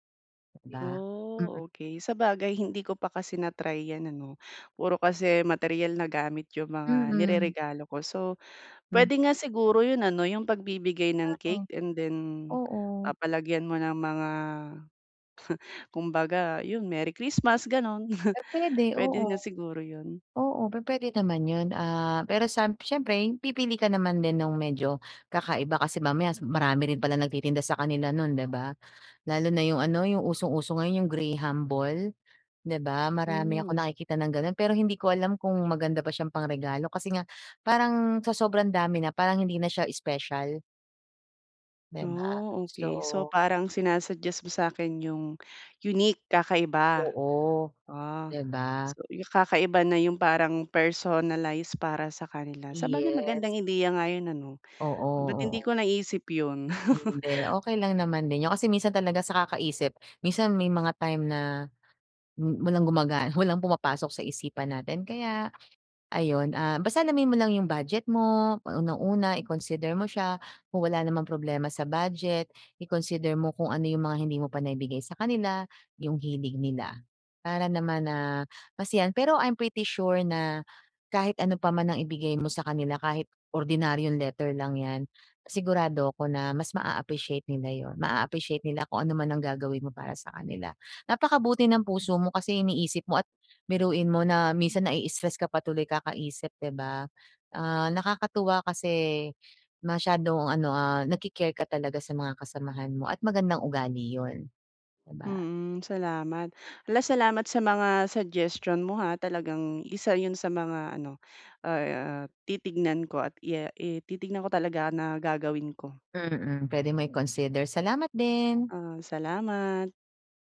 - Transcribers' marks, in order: chuckle; tapping; chuckle; giggle; other noise
- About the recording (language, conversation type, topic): Filipino, advice, Paano ako pipili ng regalong magugustuhan nila?